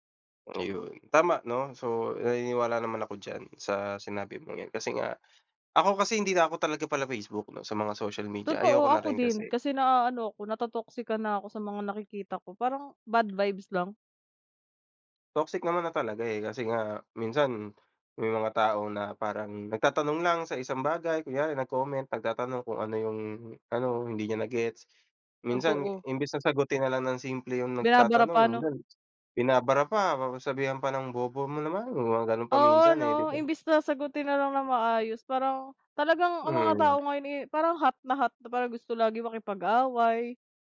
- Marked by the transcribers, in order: in English: "bad vibes"; in English: "Toxic"
- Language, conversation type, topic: Filipino, unstructured, Paano mo ipinapakita ang kabutihan sa araw-araw?